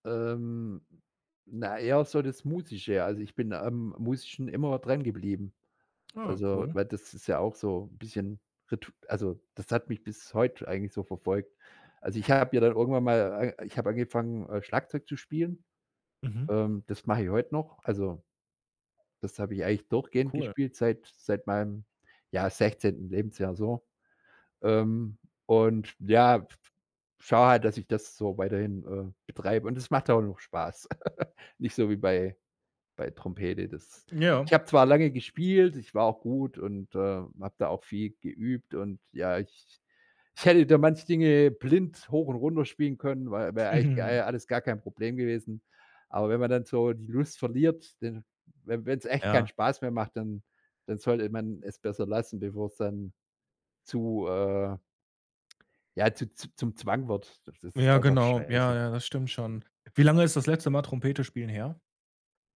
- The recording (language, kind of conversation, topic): German, podcast, Welche Familienrituale sind dir als Kind besonders im Kopf geblieben?
- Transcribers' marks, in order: laugh